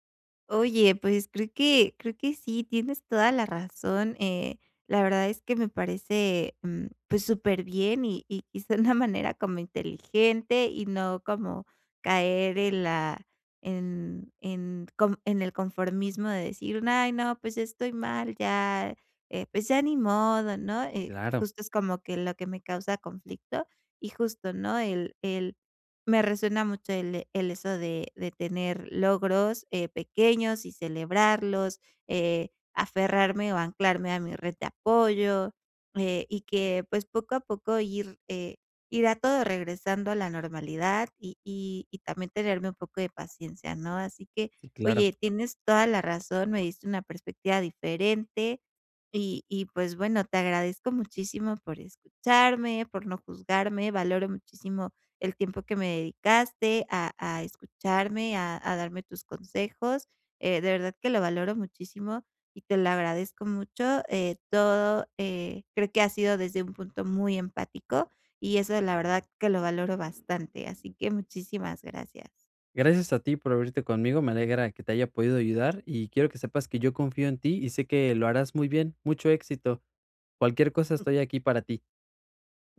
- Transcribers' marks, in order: laughing while speaking: "manera"; other background noise
- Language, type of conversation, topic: Spanish, advice, ¿Cómo puedo mantenerme motivado durante la recuperación de una lesión?